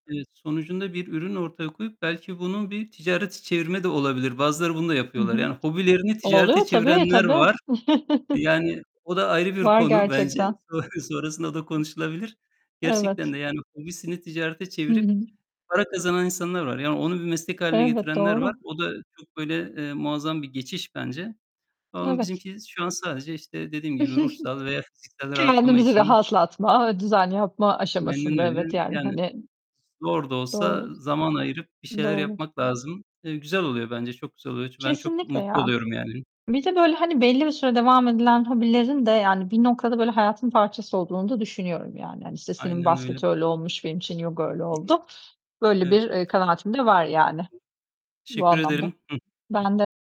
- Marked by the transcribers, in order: distorted speech; tapping; chuckle; laughing while speaking: "bence. Son sonrasında da konuşulabilir"; other background noise; giggle; unintelligible speech
- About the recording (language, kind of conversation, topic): Turkish, unstructured, Hobiler hayatımızda neden önemli olabilir?